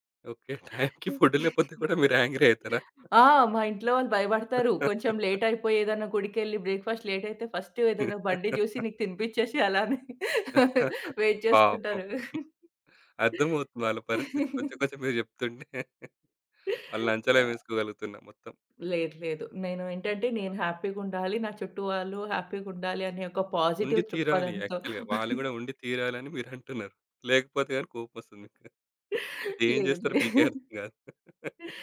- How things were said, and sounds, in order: laughing while speaking: "టైంకి ఫుడ్ లేకపోతే మీరు యాంగ్రీ అయితారా?"; in English: "ఫుడ్"; chuckle; in English: "యాంగ్రీ"; chuckle; in English: "బ్రేక్ఫాస్ట్"; chuckle; in English: "ఫస్ట్"; chuckle; in English: "వెయిట్"; chuckle; in English: "పాజిటివ్"; in English: "యాక్చువల్‌గా"; chuckle; laughing while speaking: "లేదు, లేదు"; giggle; laugh
- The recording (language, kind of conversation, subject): Telugu, podcast, హైడ్రేషన్ తగ్గినప్పుడు మీ శరీరం చూపించే సంకేతాలను మీరు గుర్తించగలరా?